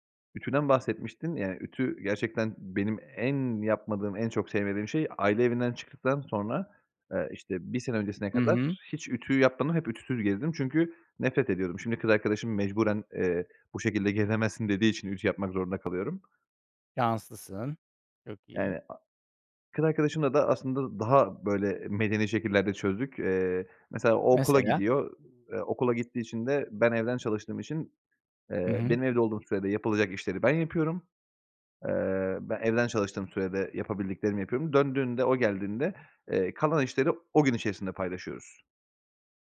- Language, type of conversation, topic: Turkish, podcast, Ev işlerini adil paylaşmanın pratik yolları nelerdir?
- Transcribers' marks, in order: other noise; tapping